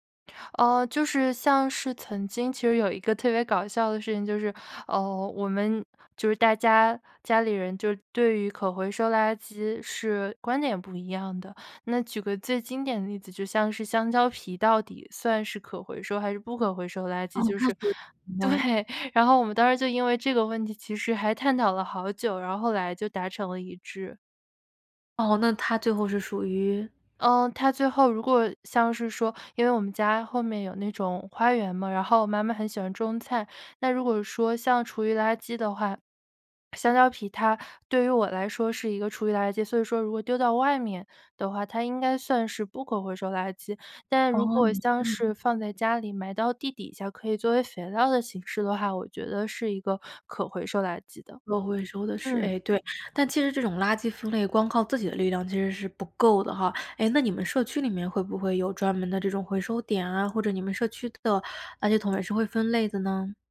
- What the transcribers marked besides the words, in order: laughing while speaking: "对"
- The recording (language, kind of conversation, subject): Chinese, podcast, 你家是怎么做垃圾分类的？